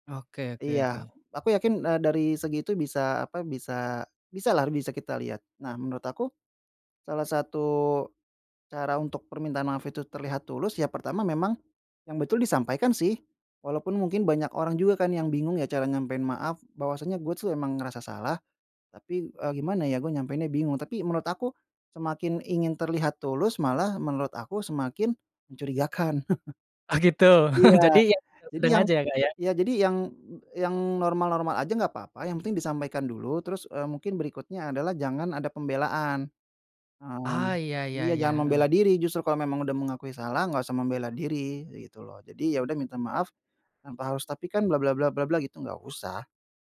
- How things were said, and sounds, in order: other background noise; chuckle
- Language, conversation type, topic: Indonesian, podcast, Bentuk permintaan maaf seperti apa yang menurutmu terasa tulus?